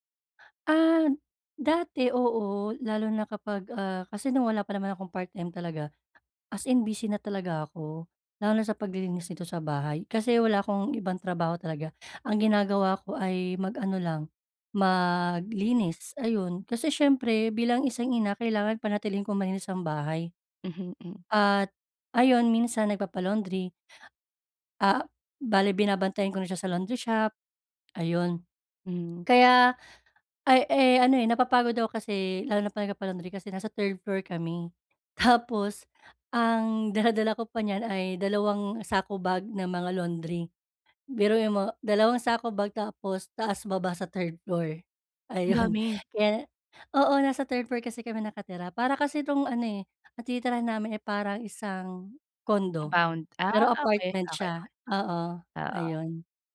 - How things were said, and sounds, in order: none
- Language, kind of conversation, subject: Filipino, advice, Paano ko mababalanse ang trabaho at oras ng pahinga?